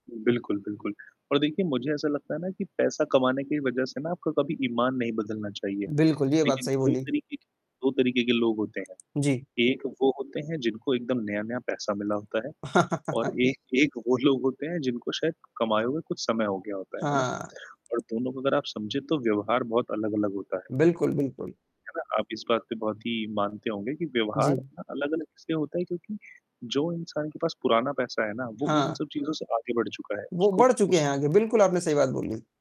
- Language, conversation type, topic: Hindi, unstructured, पैसे के लिए आप कितना समझौता कर सकते हैं?
- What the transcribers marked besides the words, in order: static; distorted speech; other background noise; chuckle